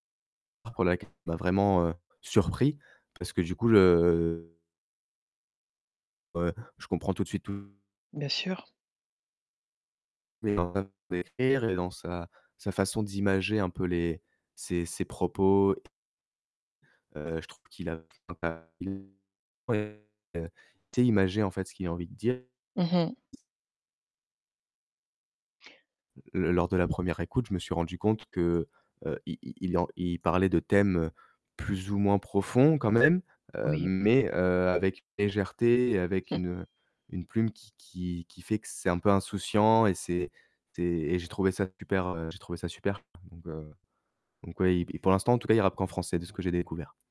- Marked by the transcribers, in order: unintelligible speech; distorted speech; other background noise; unintelligible speech; tapping; unintelligible speech; chuckle
- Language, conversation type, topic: French, podcast, Quelle découverte musicale t’a surprise récemment ?